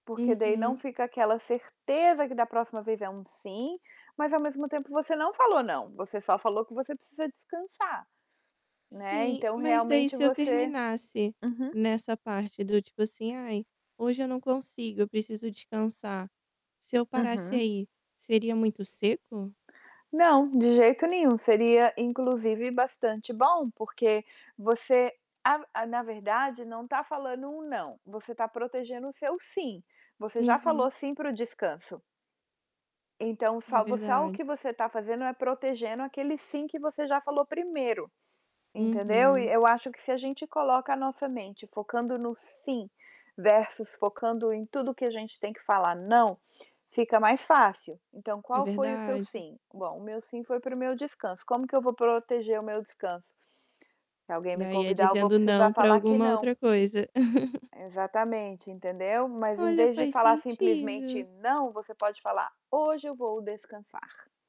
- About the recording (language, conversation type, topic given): Portuguese, advice, Como posso aprender a dizer não com assertividade sem me sentir culpado?
- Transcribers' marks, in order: distorted speech; static; tapping; laugh